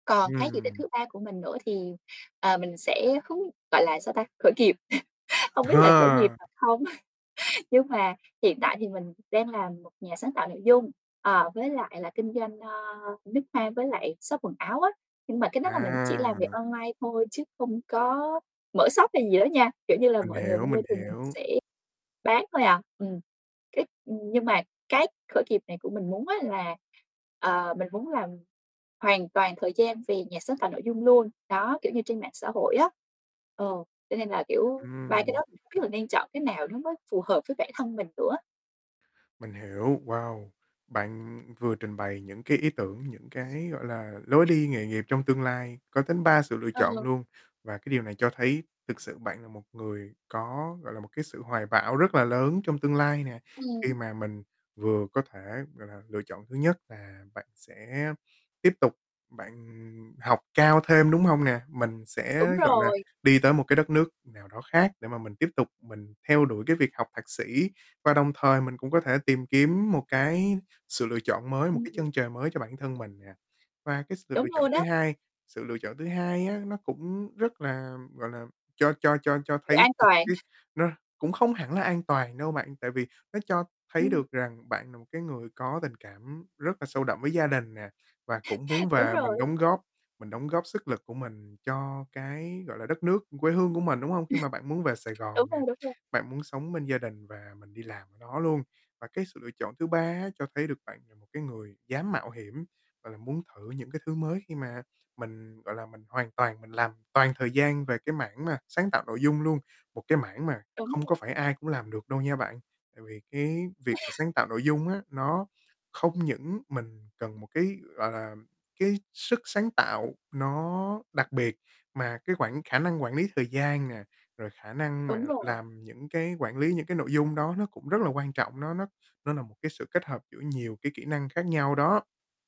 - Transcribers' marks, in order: distorted speech; static; laughing while speaking: "khởi nghiệp không biết là khởi nghiệp thật không"; chuckle; laughing while speaking: "Ờ"; other background noise; "đến" said as "tến"; tapping; chuckle; chuckle; chuckle
- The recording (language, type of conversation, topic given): Vietnamese, advice, Tôi không chắc nên phát triển nghề nghiệp theo hướng nào, bạn có thể giúp tôi không?